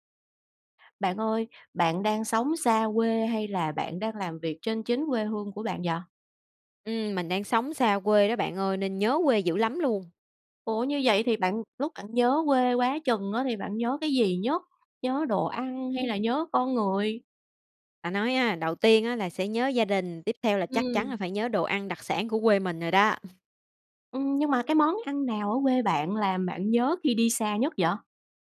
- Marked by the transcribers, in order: tapping; other background noise; chuckle
- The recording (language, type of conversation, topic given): Vietnamese, podcast, Có món ăn nào khiến bạn nhớ về nhà không?